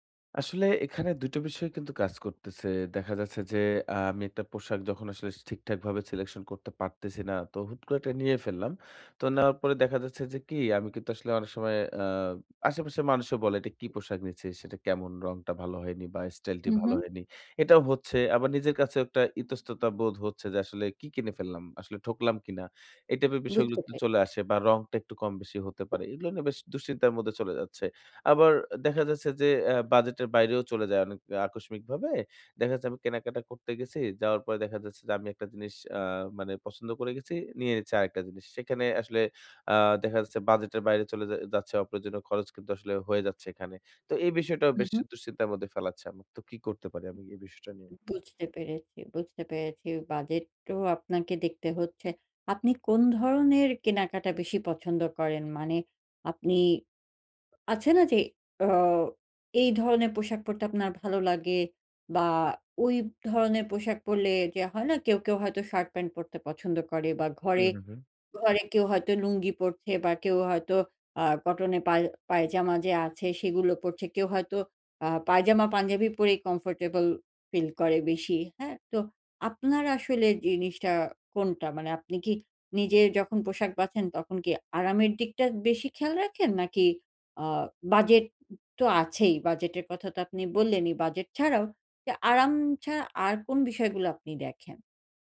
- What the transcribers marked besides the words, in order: tapping; other background noise
- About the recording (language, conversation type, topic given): Bengali, advice, আমি কীভাবে আমার পোশাকের স্টাইল উন্নত করে কেনাকাটা আরও সহজ করতে পারি?